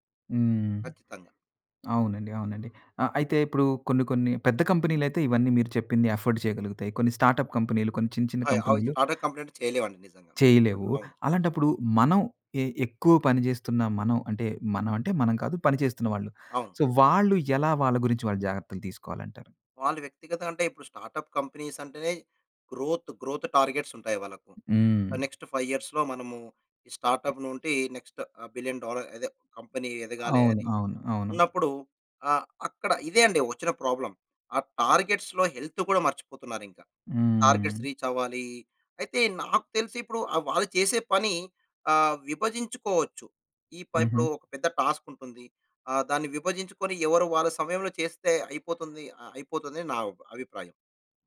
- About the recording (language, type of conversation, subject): Telugu, podcast, ఒక సాధారణ పని రోజు ఎలా ఉండాలి అనే మీ అభిప్రాయం ఏమిటి?
- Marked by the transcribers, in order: in English: "అఫోర్డ్"; in English: "స్టార్ట్‌అప్"; in English: "స్టార్ట్‌అప్ కంప్లెయింట్"; in English: "సో"; in English: "స్టార్ట్‌అప్ కంపెనీస్"; in English: "గ్రోత్, గ్రోత్ టార్గెట్స్"; in English: "నెక్స్ట్ ఫైవ్ ఇయర్స్‌లో"; in English: "స్టార్ట్‌అప్"; in English: "నెక్స్ట్ బిలియన్ డాలర్"; in English: "కంపెనీ"; in English: "ప్రాబ్లమ్"; in English: "టార్గెట్స్‌లో హెల్త్"; in English: "టార్గెట్స్ రీచ్"; in English: "టాస్క్"